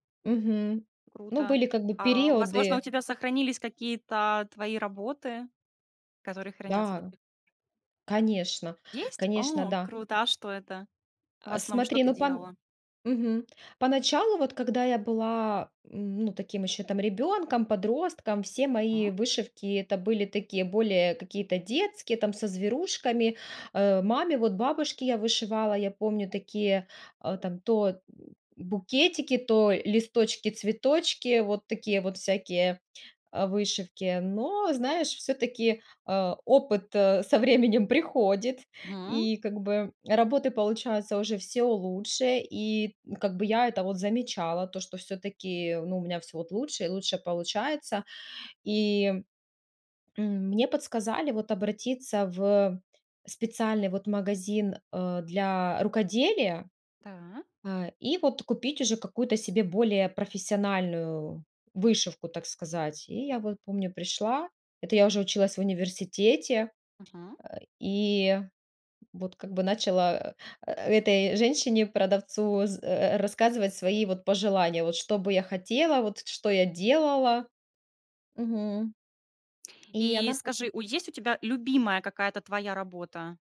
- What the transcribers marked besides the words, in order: other background noise; laughing while speaking: "временем"; tapping
- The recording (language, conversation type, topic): Russian, podcast, Есть ли у тебя забавная история, связанная с твоим хобби?